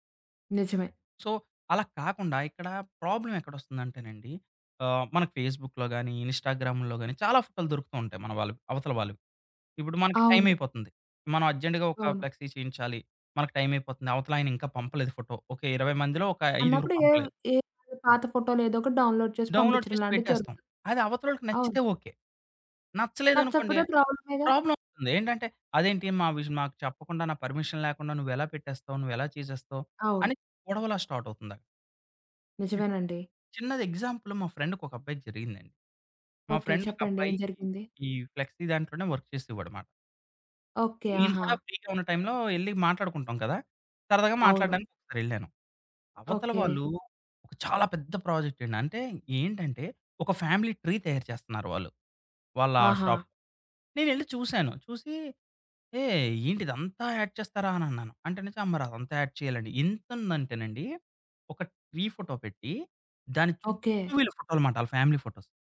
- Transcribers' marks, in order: in English: "సో"; in English: "ప్రాబ్లమ్"; in English: "ఫేస్‌బుక్‌లో"; in English: "అర్జెంట్‌గా"; in English: "ఫ్లెక్సీ"; in English: "డౌన్‌లోడ్"; in English: "డౌన్‌లోడ్"; in English: "ప్రాబ్లమ్"; in English: "పర్మిషన్"; in English: "స్టార్ట్"; other background noise; in English: "ఎగ్జాంపుల్"; in English: "ఫ్రెండ్‌కి"; in English: "ఫ్రెండ్"; in English: "ఫ్లెక్సీ"; in English: "వర్క్"; in English: "ఫ్రీ‌గా"; stressed: "చాలా"; in English: "ప్రాజెక్ట్"; in English: "ఫ్యామిలీ ట్రీ"; in English: "షాప్"; in English: "యాడ్"; tapping; in English: "యాడ్"; in English: "ట్రీ"; in English: "ఫ్యామిలీ ఫోటోస్"
- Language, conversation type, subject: Telugu, podcast, నిన్నో ఫొటో లేదా స్క్రీన్‌షాట్ పంపేముందు ఆలోచిస్తావా?